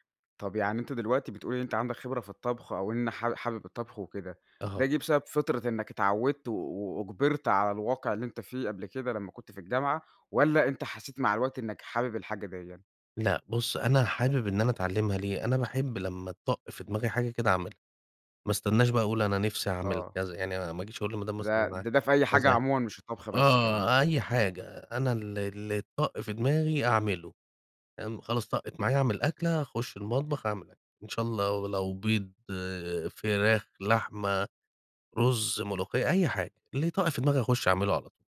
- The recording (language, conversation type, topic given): Arabic, podcast, احكيلي عن مرّة فشلتي في الطبخ واتعلّمتي منها إيه؟
- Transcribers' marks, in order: unintelligible speech